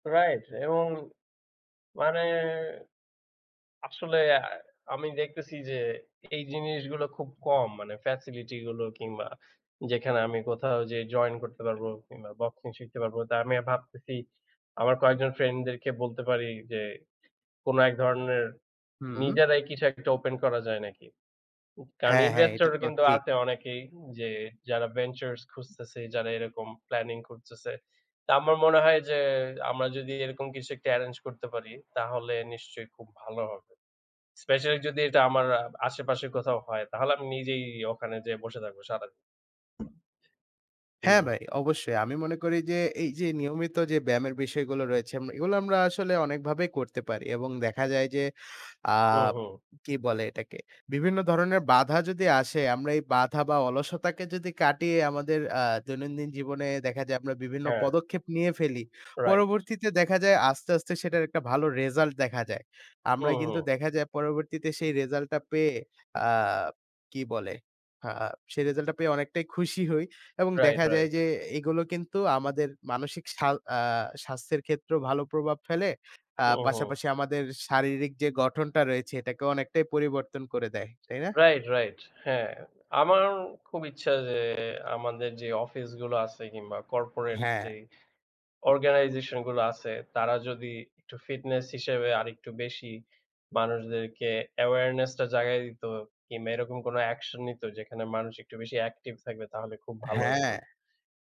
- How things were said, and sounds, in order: tapping; in English: "অ্যাওয়ারনেস"
- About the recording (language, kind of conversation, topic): Bengali, unstructured, আপনার কাছে নিয়মিত ব্যায়াম করা কেন কঠিন মনে হয়, আর আপনার জীবনে শরীরচর্চা কতটা গুরুত্বপূর্ণ?